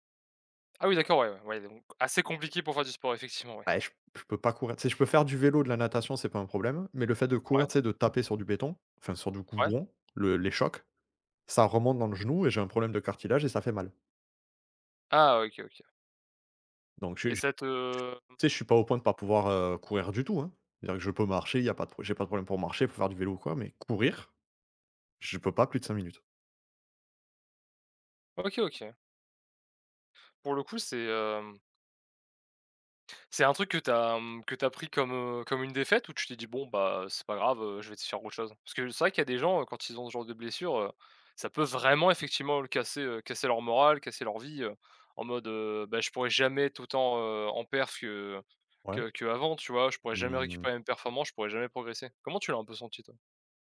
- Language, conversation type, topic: French, unstructured, Comment le sport peut-il changer ta confiance en toi ?
- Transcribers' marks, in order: other background noise; stressed: "vraiment"; "performance" said as "perf"; tapping